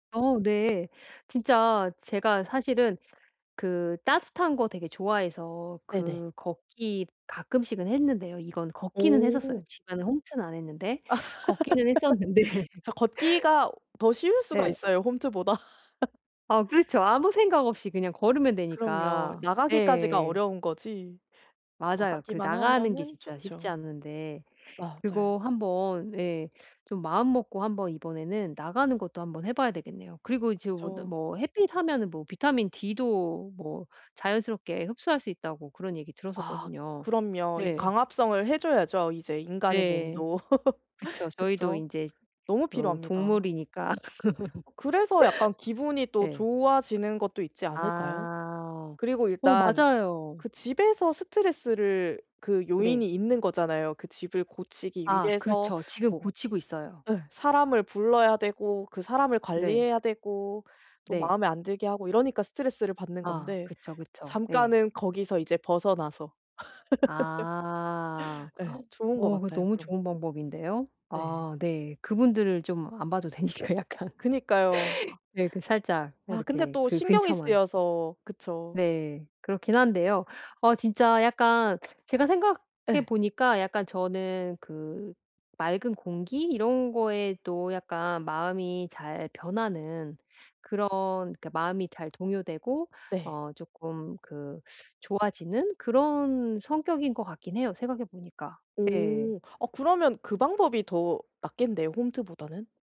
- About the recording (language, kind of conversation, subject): Korean, advice, 간단하게 할 수 있는 스트레스 해소 운동에는 어떤 것들이 있나요?
- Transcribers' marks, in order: tapping; laugh; laughing while speaking: "했었는데"; laugh; laugh; other background noise; laugh; gasp; laugh; laughing while speaking: "되니까 약간"